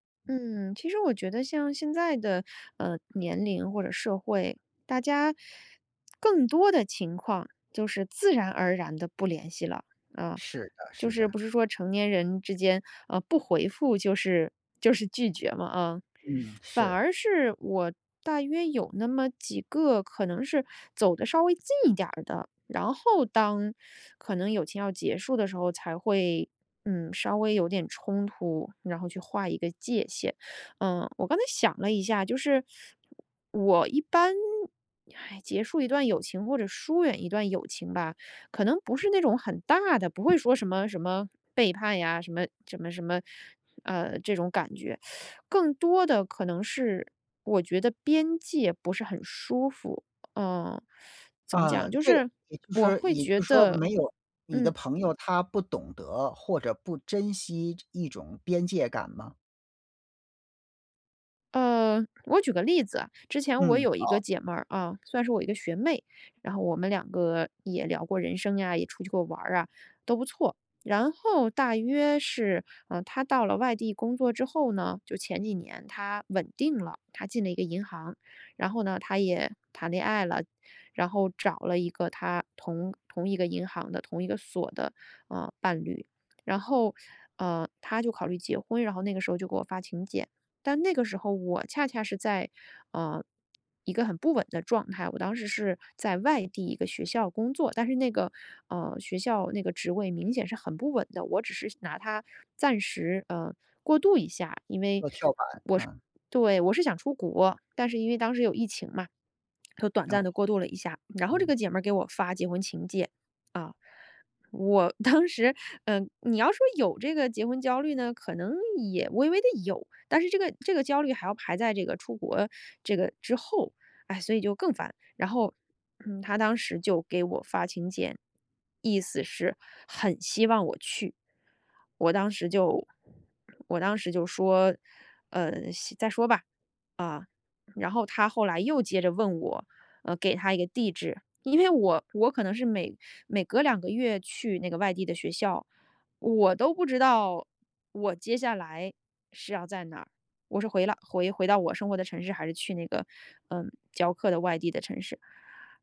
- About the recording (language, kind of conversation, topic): Chinese, podcast, 什么时候你会选择结束一段友情？
- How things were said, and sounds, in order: teeth sucking; teeth sucking; teeth sucking; teeth sucking; sigh; teeth sucking; teeth sucking; tapping; other background noise; teeth sucking; other noise; laughing while speaking: "当时"